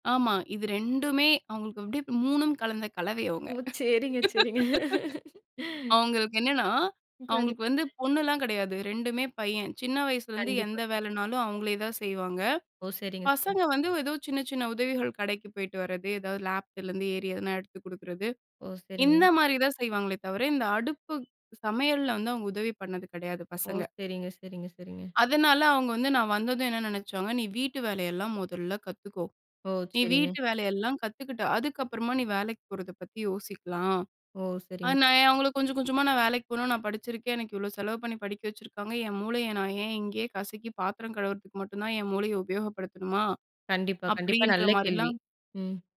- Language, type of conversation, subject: Tamil, podcast, ஒரு உறவு முடிவடைந்த பிறகு நீங்கள் எப்படி வளர்ந்தீர்கள்?
- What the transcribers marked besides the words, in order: laugh; laughing while speaking: "சரிங்க, சரிங்க"